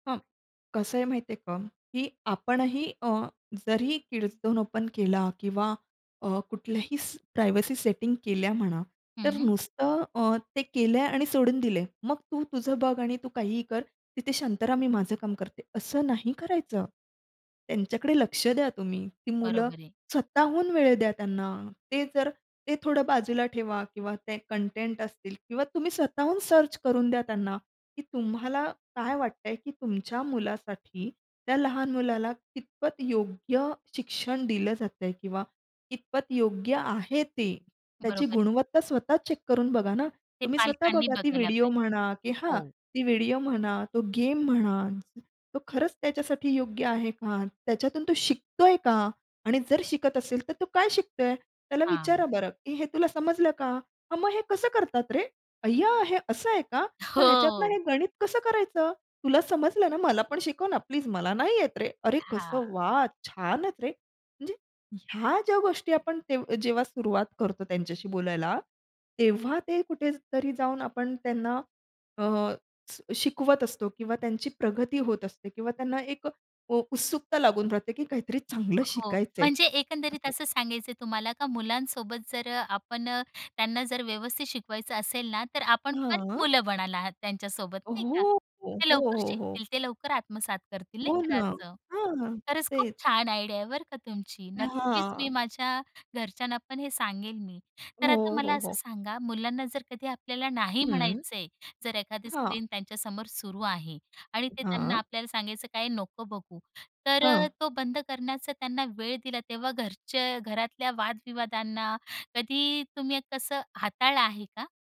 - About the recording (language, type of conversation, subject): Marathi, podcast, लहान मुलांसाठी स्क्रीन वेळ कशी ठरवावी याबद्दल तुम्ही काय सल्ला द्याल?
- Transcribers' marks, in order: other background noise; in English: "झोन ओपन"; in English: "प्रायव्हसी"; in English: "सर्च"; laughing while speaking: "हो"; tapping; in English: "आयडिया"